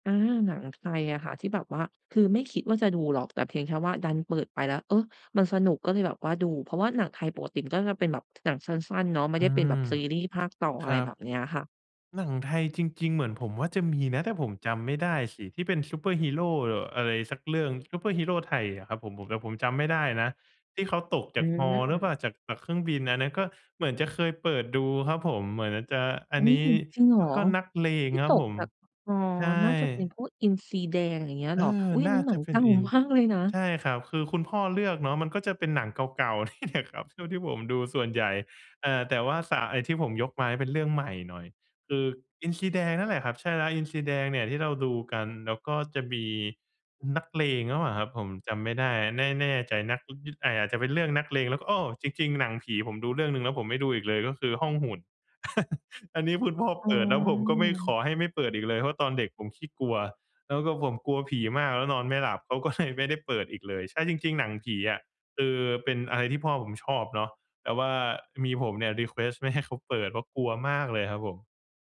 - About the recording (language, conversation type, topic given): Thai, podcast, ตอนเด็ก ๆ คุณมีความทรงจำเกี่ยวกับการดูหนังกับครอบครัวอย่างไรบ้าง?
- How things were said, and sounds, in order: tapping; other background noise; laughing while speaking: "มาก"; laughing while speaking: "นี่แหละครับ"; chuckle; laughing while speaking: "ก็"; in English: "รีเควสต์"